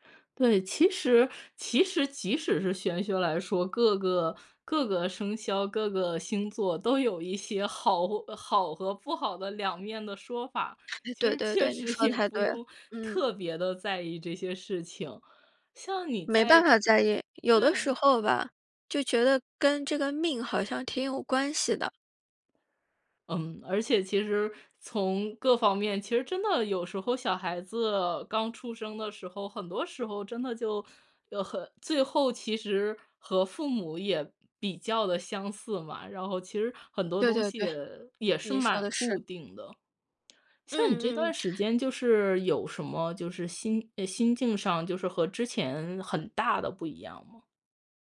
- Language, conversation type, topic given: Chinese, podcast, 你通常会用哪些步骤来实施生活中的改变？
- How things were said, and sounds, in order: other background noise